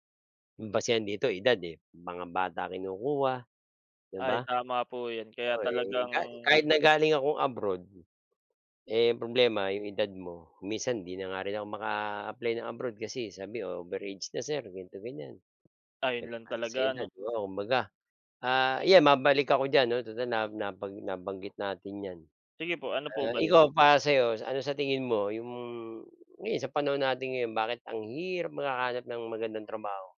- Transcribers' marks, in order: other background noise
- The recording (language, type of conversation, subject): Filipino, unstructured, Bakit sa tingin mo ay mahirap makahanap ng magandang trabaho ngayon?